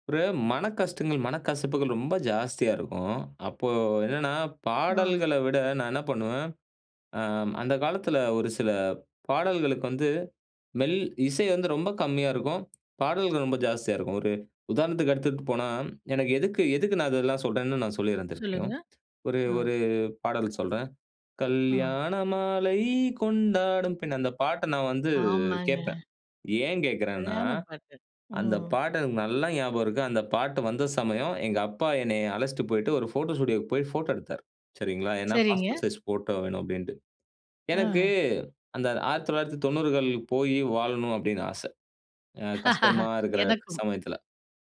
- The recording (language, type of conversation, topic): Tamil, podcast, பாடலுக்கு சொற்களா அல்லது மெலோடியா அதிக முக்கியம்?
- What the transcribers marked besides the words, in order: other noise; tapping; singing: "கல்யாண மாலை கொண்டாடும் பெண்"; in English: "பாஸ்போர்ட் சைஸ்"; chuckle